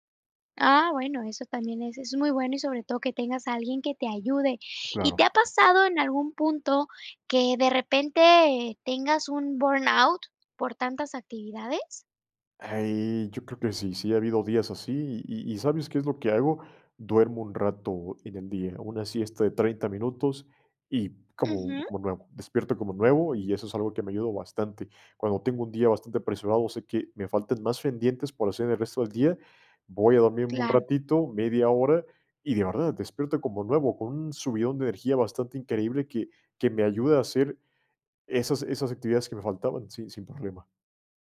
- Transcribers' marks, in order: other background noise; in English: "burnout"; other noise
- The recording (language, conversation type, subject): Spanish, podcast, ¿Qué técnicas usas para salir de un bloqueo mental?